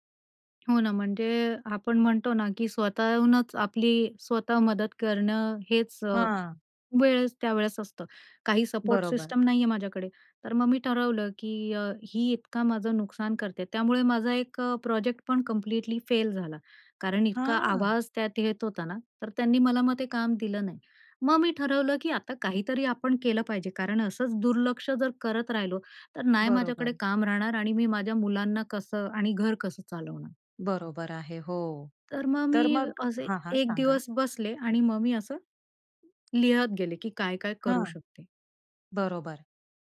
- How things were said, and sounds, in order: other noise
- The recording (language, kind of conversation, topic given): Marathi, podcast, वाटेत अडथळे आले की तुम्ही पुन्हा उभं कसं राहता?